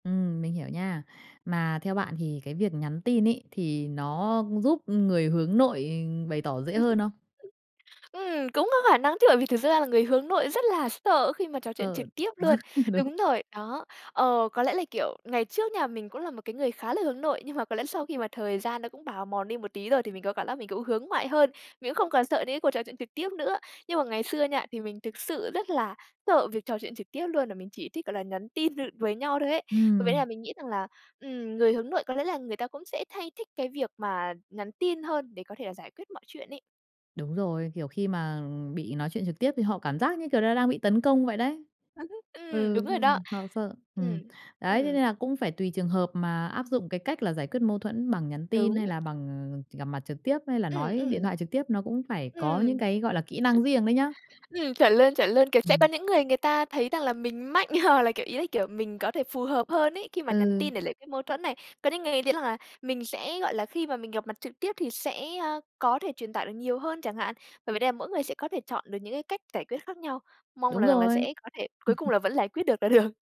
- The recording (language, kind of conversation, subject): Vietnamese, podcast, Bạn thường chọn nhắn tin hay gọi điện để giải quyết mâu thuẫn, và vì sao?
- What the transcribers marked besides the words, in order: tapping; unintelligible speech; laugh; laughing while speaking: "đúng"; other background noise; laugh; other noise; laughing while speaking: "hoặc là"; unintelligible speech; laugh; "giải" said as "lải"; laughing while speaking: "được"